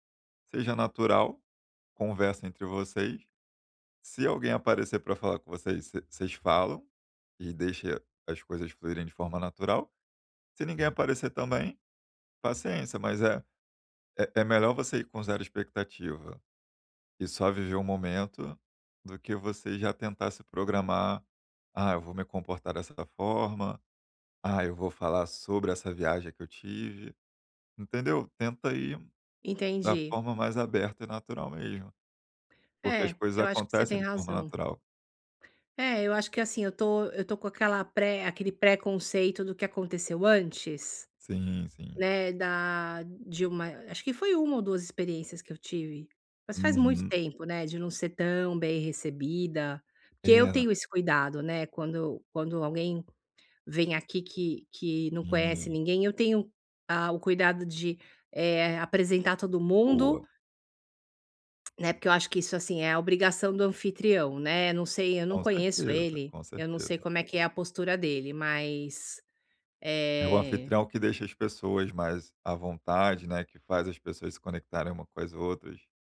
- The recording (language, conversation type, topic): Portuguese, advice, Como posso aproveitar melhor as festas sociais sem me sentir deslocado?
- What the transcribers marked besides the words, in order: tongue click